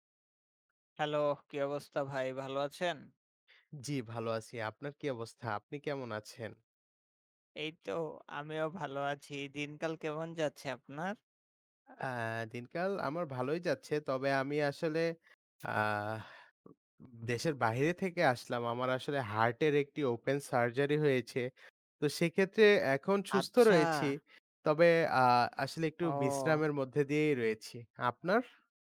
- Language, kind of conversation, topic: Bengali, unstructured, বিজ্ঞান আমাদের স্বাস্থ্যের উন্নতিতে কীভাবে সাহায্য করে?
- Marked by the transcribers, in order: none